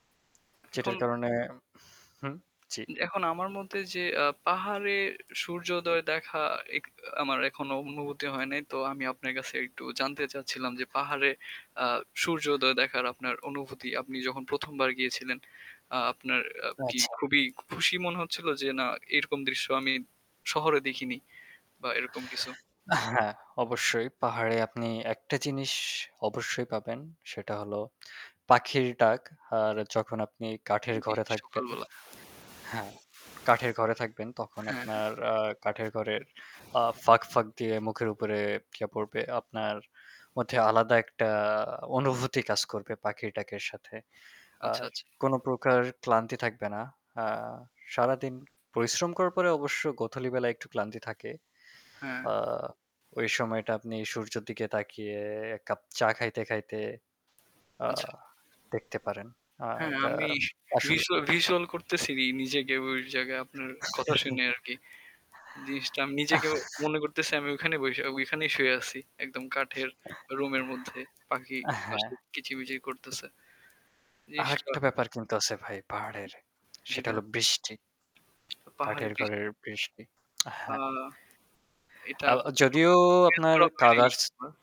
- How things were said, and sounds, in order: static; "যেটার" said as "চেটের"; other background noise; tapping; "গোধুলী" said as "গোথলী"; chuckle; chuckle; chuckle; unintelligible speech
- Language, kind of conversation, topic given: Bengali, unstructured, আপনি পাহাড়ে বেড়াতে যাওয়া নাকি সমুদ্রে বেড়াতে যাওয়া—কোনটি বেছে নেবেন?